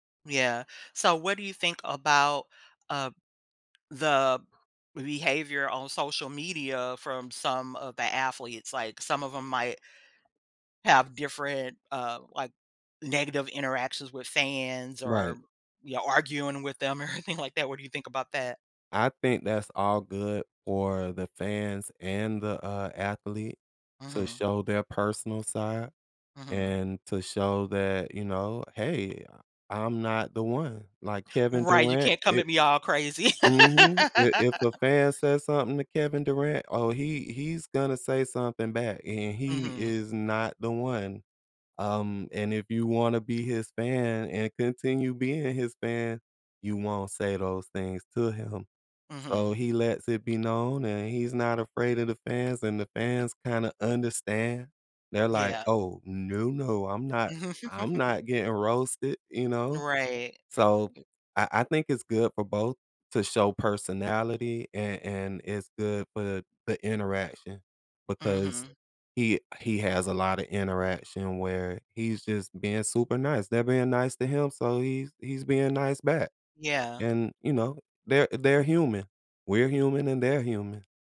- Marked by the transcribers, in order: laughing while speaking: "or anything"; other background noise; laugh; tapping; chuckle; background speech
- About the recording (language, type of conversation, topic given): English, unstructured, How should I balance personal expression with representing my team?